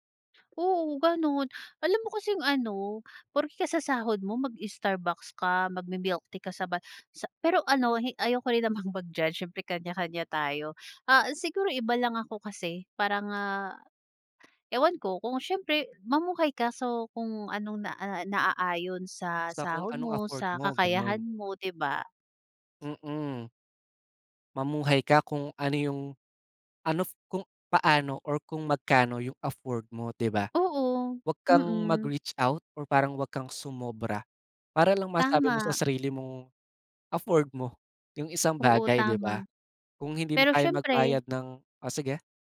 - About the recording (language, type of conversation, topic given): Filipino, podcast, Paano ka nagpapasya kung paano gagamitin ang pera mo at kung magkano ang ilalaan sa mga gastusin?
- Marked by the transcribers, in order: "ano" said as "anof"